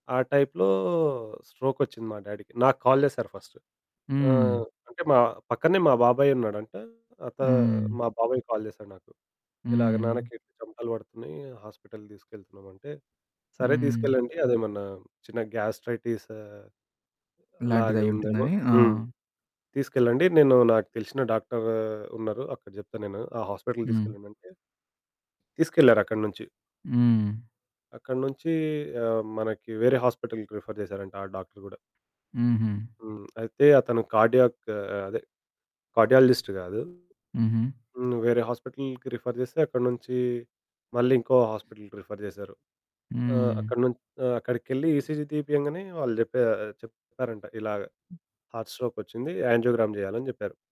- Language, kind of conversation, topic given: Telugu, podcast, పాత బాధలను విడిచిపెట్టేందుకు మీరు ఎలా ప్రయత్నిస్తారు?
- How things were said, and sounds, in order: in English: "టైప్‌లో స్ట్రోక్"; in English: "డ్యాడీకి"; in English: "కాల్"; in English: "ఫస్ట్"; in English: "కాల్"; in English: "హాస్పిటల్‌కి"; in English: "గ్యాస్ట్రైటిస్"; in English: "హాస్పిటల్‌కి"; other background noise; in English: "హాస్పిటల్‌కి ప్రిఫర్"; in English: "కార్డియాక్"; in English: "కార్డియాలజిస్ట్"; in English: "హాస్పిటల్‌కి రిఫర్"; in English: "హాస్పిటల్‌కి రిఫర్"; in English: "ఈసీజీ"; in English: "హార్ట్ స్ట్రోక్"; in English: "యాంజియోగ్రామ్"